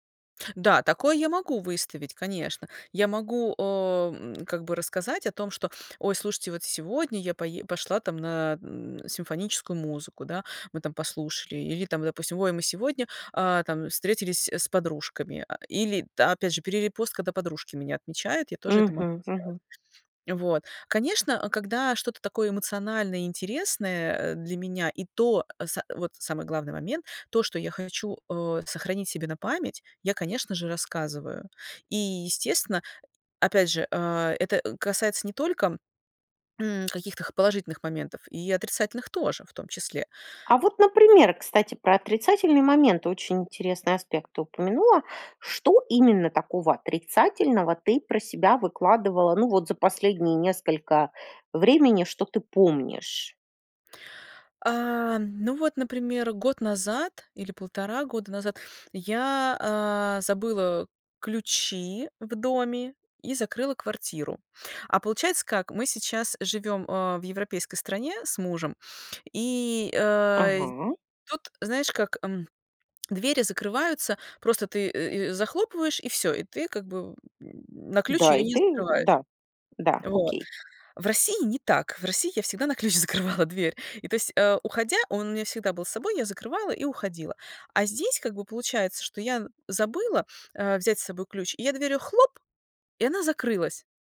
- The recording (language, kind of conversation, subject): Russian, podcast, Как вы превращаете личный опыт в историю?
- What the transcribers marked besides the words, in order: other background noise; laughing while speaking: "на ключ закрывала дверь"